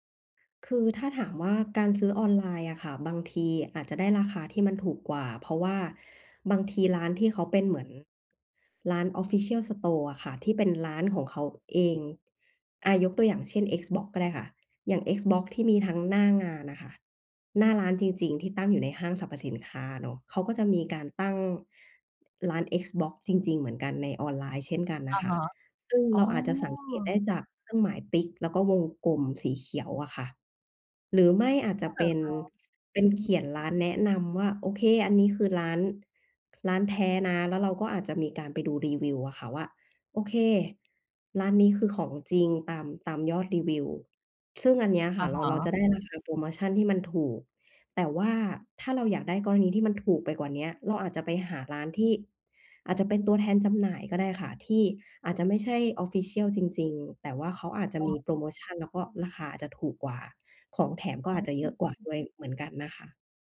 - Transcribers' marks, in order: in English: "official store"; other background noise; in English: "official"
- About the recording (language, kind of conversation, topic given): Thai, advice, จะช็อปปิ้งให้คุ้มค่าและไม่เสียเงินเปล่าได้อย่างไร?